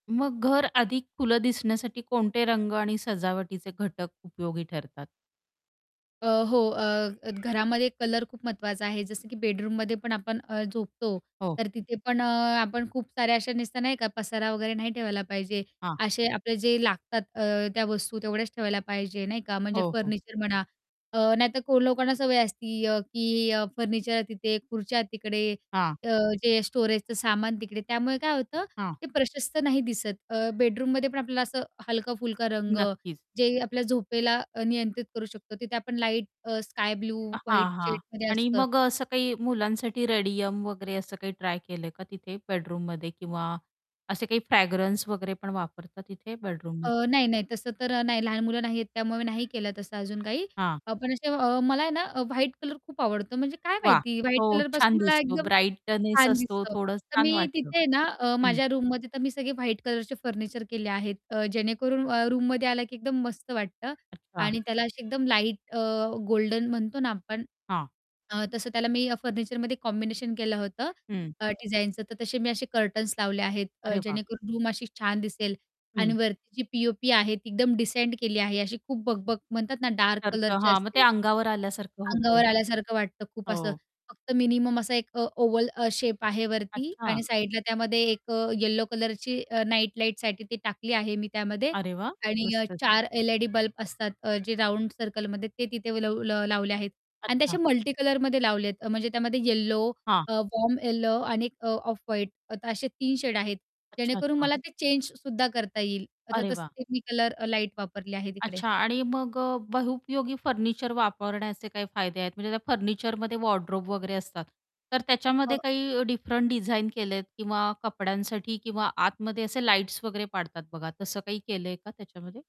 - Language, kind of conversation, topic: Marathi, podcast, छोटं घर अधिक मोकळं आणि आरामदायी कसं बनवता?
- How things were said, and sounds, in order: background speech; tapping; other background noise; in English: "रेडियम"; in English: "फ्रॅग्रन्स"; distorted speech; in English: "रूममध्ये"; in English: "कॉम्बिनेशन"; in English: "कर्टन्स"; in English: "रूम"; in English: "पी-ओ-पी"; in English: "डिसेंट"; in English: "असते"; in English: "ओवल"; in English: "वॉर्म"; static; in English: "वॉर्डरोब"